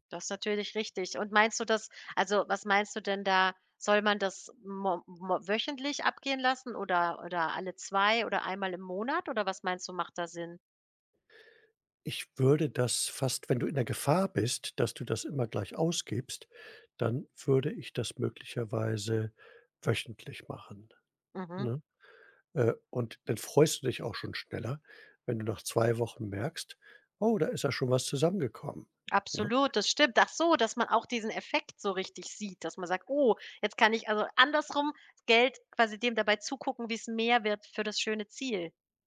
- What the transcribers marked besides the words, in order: other background noise
- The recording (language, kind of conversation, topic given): German, advice, Wie kann ich meine Ausgaben reduzieren, wenn mir dafür die Motivation fehlt?